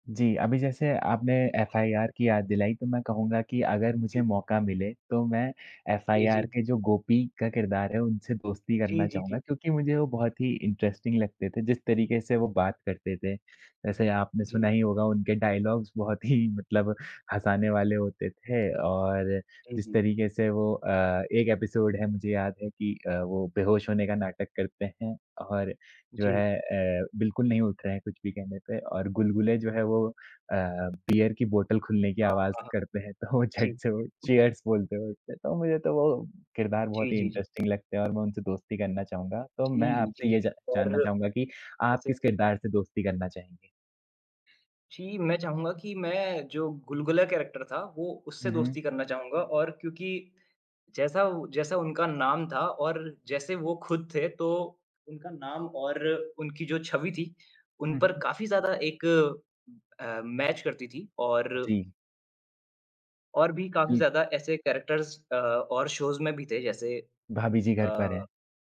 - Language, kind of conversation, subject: Hindi, unstructured, आपका पसंदीदा दूरदर्शन कार्यक्रम कौन-सा है और क्यों?
- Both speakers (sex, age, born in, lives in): male, 20-24, India, India; male, 20-24, India, India
- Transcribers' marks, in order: in English: "इंटरेस्टिंग"; in English: "डायलॉग्स"; laughing while speaking: "बहुत ही"; laughing while speaking: "तो वो"; in English: "चीयर्स"; tapping; in English: "इंटरेस्टिंग"; in English: "कैरेक्टर"; in English: "मैच"; in English: "कैरेक्टर्स"; in English: "शोज़"